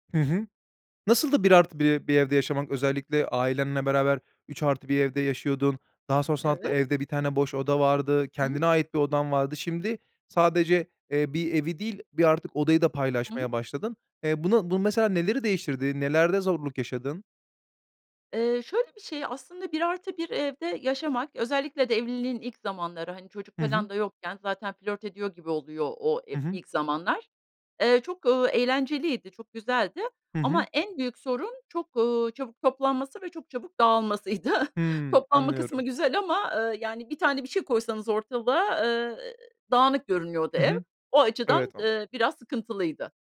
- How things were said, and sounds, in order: laughing while speaking: "dağılmasıydı"; chuckle
- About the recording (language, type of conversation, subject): Turkish, podcast, Sıkışık bir evde düzeni nasıl sağlayabilirsin?